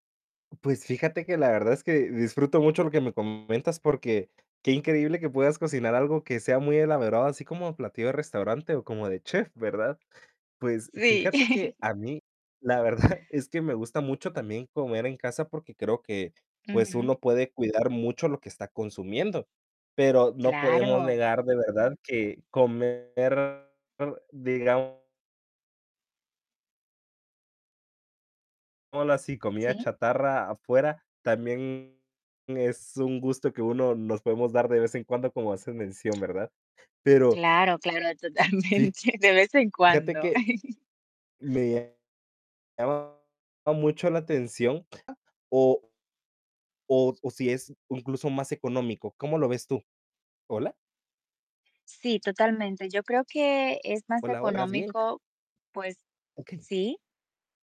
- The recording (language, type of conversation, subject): Spanish, unstructured, ¿Crees que cocinar en casa es mejor que comer fuera?
- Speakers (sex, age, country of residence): female, 35-39, United States; male, 50-54, United States
- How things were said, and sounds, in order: tapping; distorted speech; static; chuckle; other background noise; laughing while speaking: "verdad"; laughing while speaking: "totalmente"; chuckle; other noise